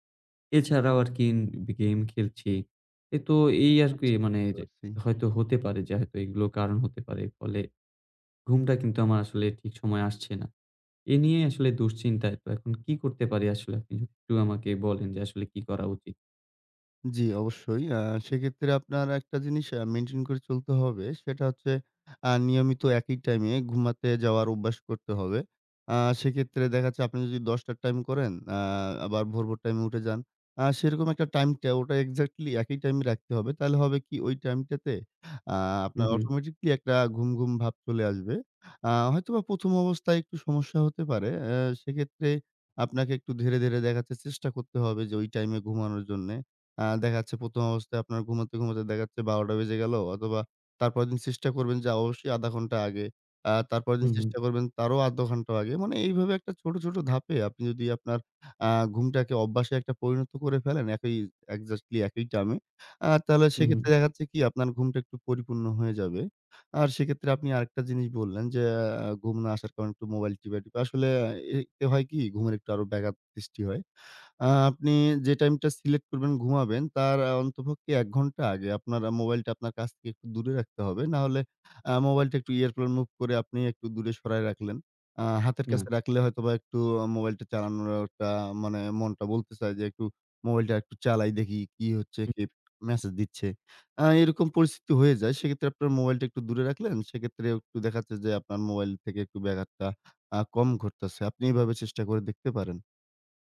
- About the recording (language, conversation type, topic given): Bengali, advice, নিয়মিত ঘুমের রুটিনের অভাব
- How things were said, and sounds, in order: "এক্সেক্টলি" said as "একজাস্টলি"; "অন্ততপক্ষে" said as "অন্তপক্ষে"; in English: "airplane mode"